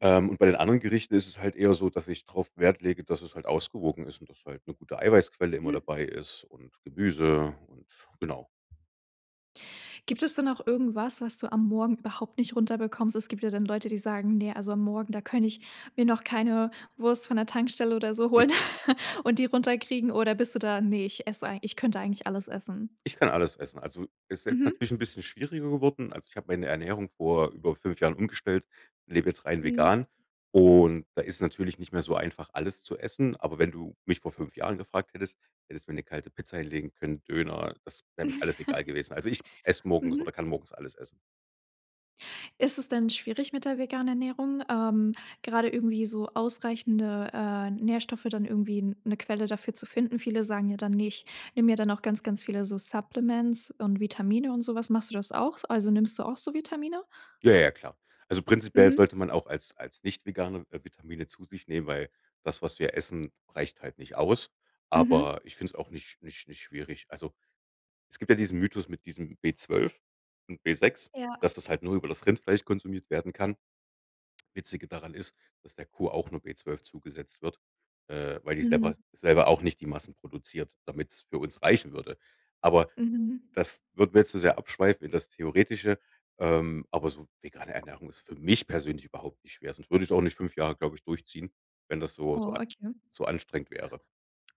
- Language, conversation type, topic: German, podcast, Wie sieht deine Frühstücksroutine aus?
- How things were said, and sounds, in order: giggle; chuckle; chuckle; "nehme" said as "nimm"; in English: "Supplements"; other background noise